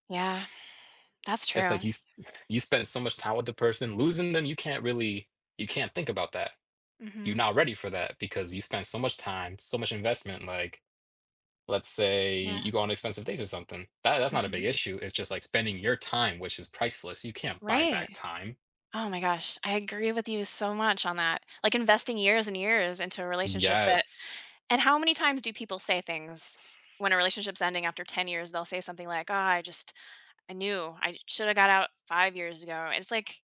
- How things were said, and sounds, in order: tapping; other background noise
- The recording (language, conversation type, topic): English, unstructured, What are some emotional or practical reasons people remain in relationships that aren't healthy for them?
- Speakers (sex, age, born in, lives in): female, 40-44, United States, United States; male, 20-24, United States, United States